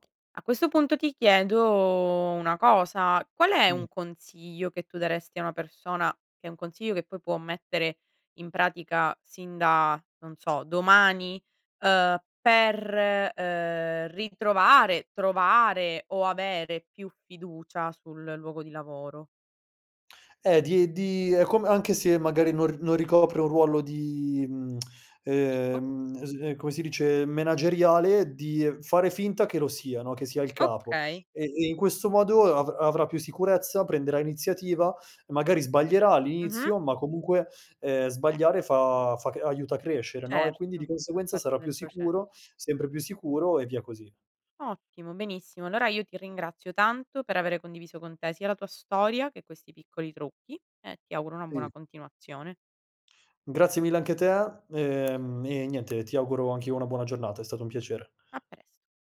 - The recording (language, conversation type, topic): Italian, podcast, Hai un capo che ti fa sentire invincibile?
- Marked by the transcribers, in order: other background noise; tsk; tapping